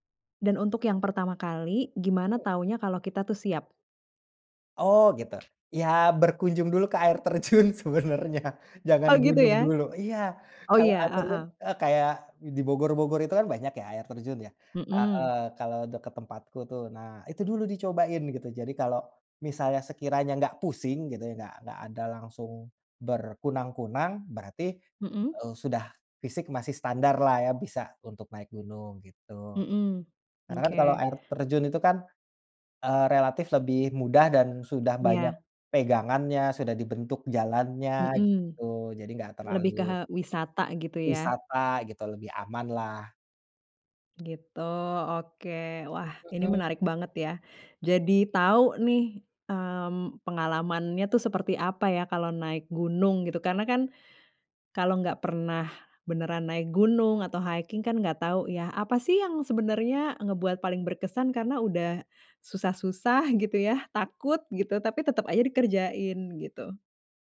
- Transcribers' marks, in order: other background noise; laughing while speaking: "terjun sebenarnya"; in English: "hiking"
- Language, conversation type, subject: Indonesian, podcast, Ceritakan pengalaman paling berkesanmu saat berada di alam?